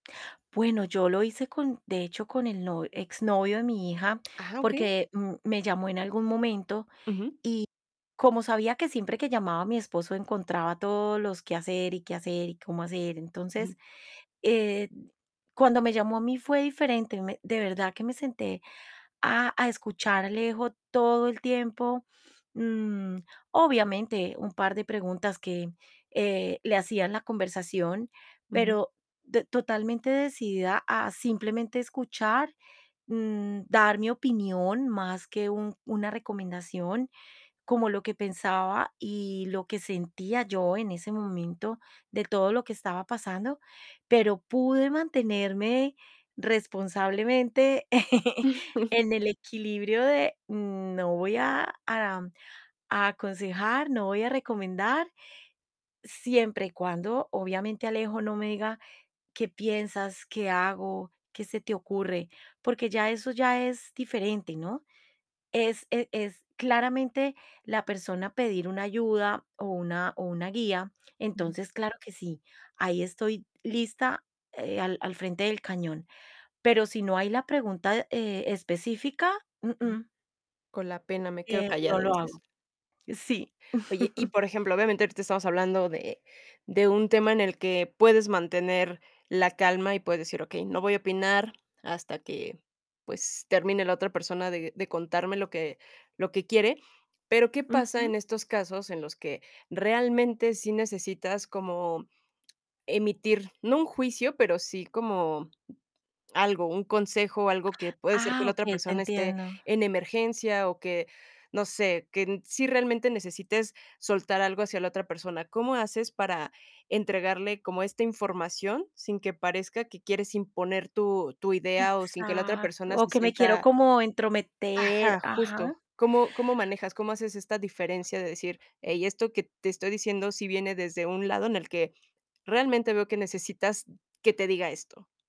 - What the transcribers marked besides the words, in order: other background noise; chuckle; laugh; chuckle
- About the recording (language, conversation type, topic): Spanish, podcast, ¿Qué haces para no dar consejos de inmediato?